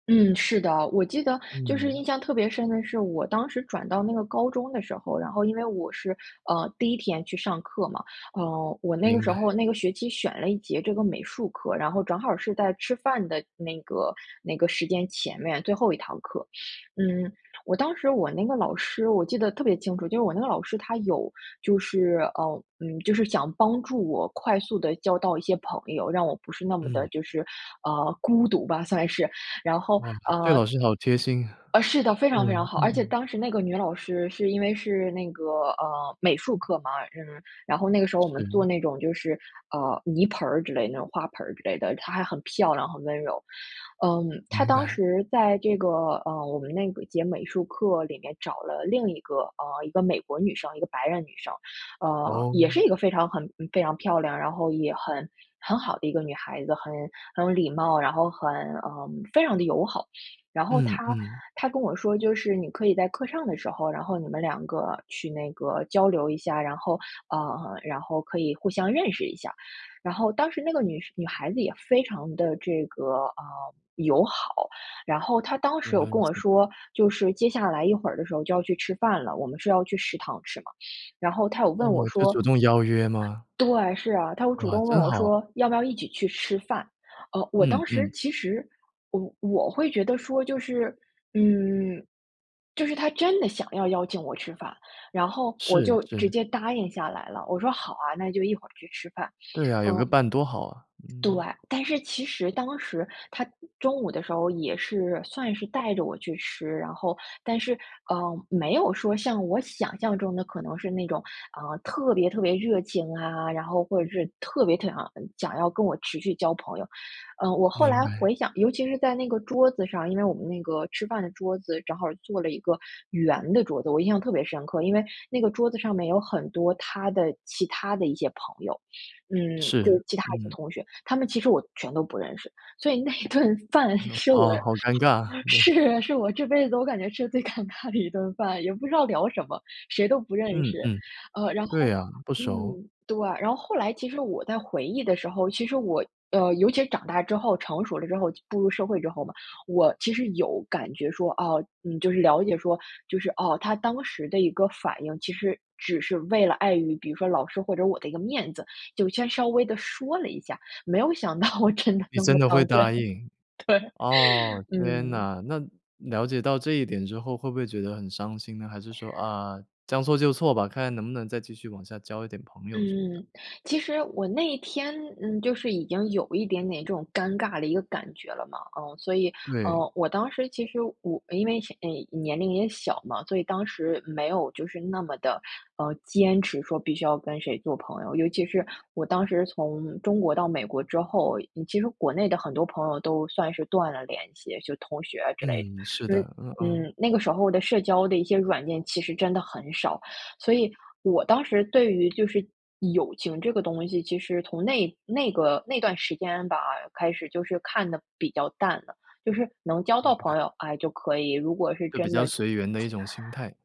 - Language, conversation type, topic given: Chinese, podcast, 在异国交朋友时，最难克服的是什么？
- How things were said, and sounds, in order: other background noise; laughing while speaking: "那一顿饭"; laughing while speaking: "是我这辈子我感觉吃得最尴尬的一顿饭"; laughing while speaking: "真的那么当真，对"; tsk